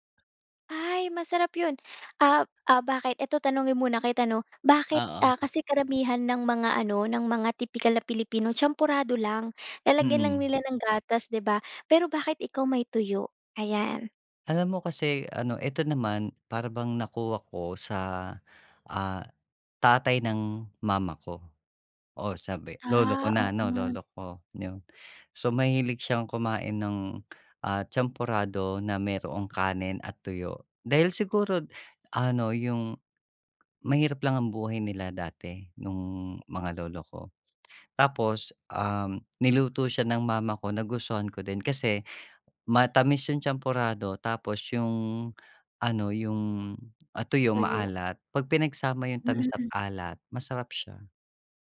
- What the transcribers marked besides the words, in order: other background noise; tapping
- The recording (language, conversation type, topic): Filipino, podcast, Ano ang paborito mong almusal at bakit?